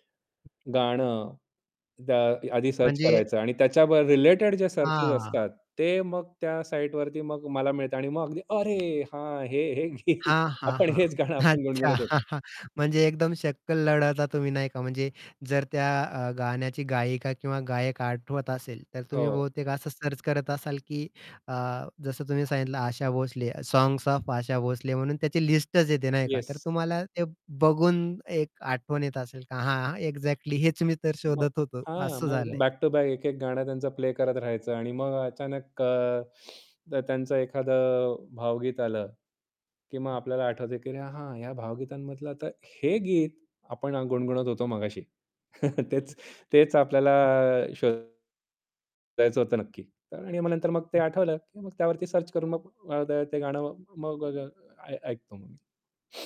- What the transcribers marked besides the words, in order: other background noise; static; distorted speech; in English: "सर्च"; in English: "सर्चेस"; tapping; laughing while speaking: "हे, आपण हेच गाणं आपण गुणगुणत होतो"; laughing while speaking: "अच्छा"; chuckle; in English: "सर्च"; in English: "एक्झॅक्टली"; chuckle; in English: "सर्च"
- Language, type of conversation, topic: Marathi, podcast, तुम्हाला एखादं जुने गाणं शोधायचं असेल, तर तुम्ही काय कराल?